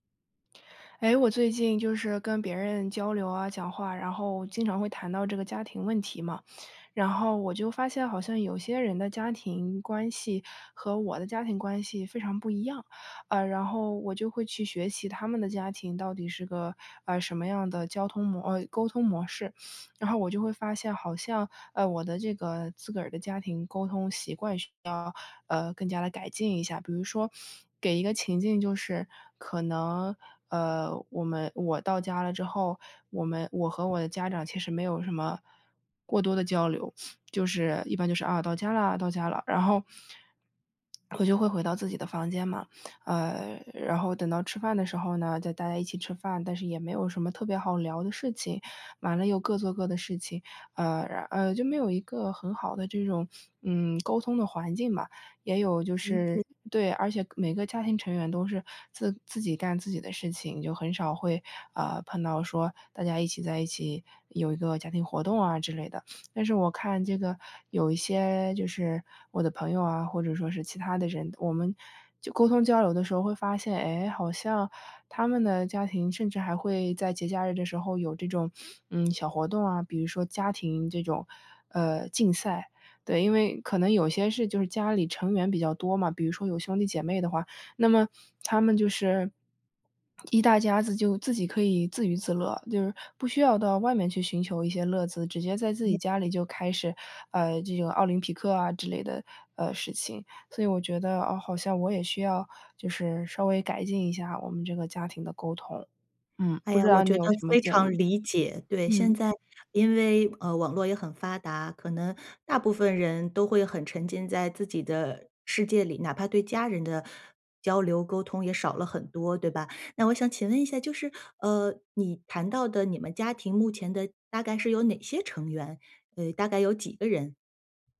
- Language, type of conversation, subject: Chinese, advice, 我们怎样改善家庭的沟通习惯？
- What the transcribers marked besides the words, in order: other noise; swallow